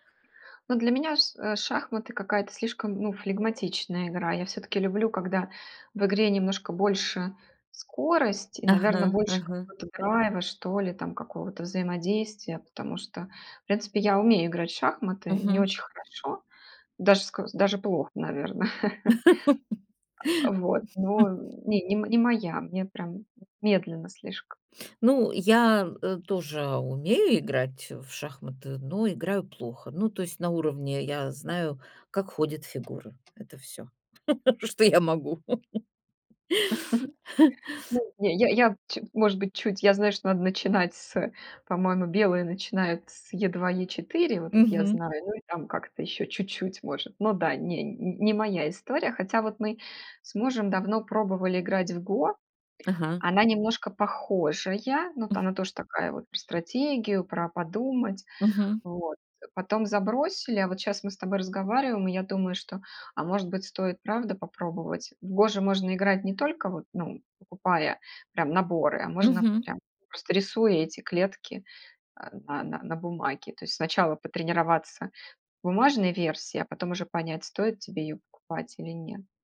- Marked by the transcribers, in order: laugh; tapping; laugh; laugh; chuckle; laugh; other noise
- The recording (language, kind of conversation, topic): Russian, podcast, Почему тебя притягивают настольные игры?